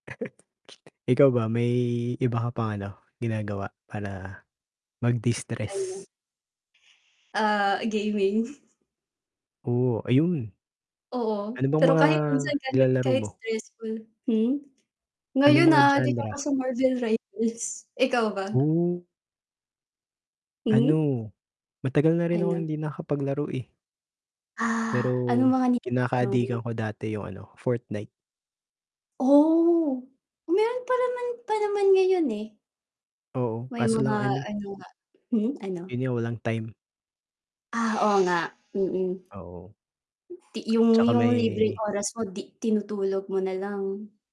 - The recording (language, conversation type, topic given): Filipino, unstructured, Ano ang hilig mong gawin kapag may libreng oras ka?
- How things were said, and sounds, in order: chuckle; distorted speech; static; tapping; other background noise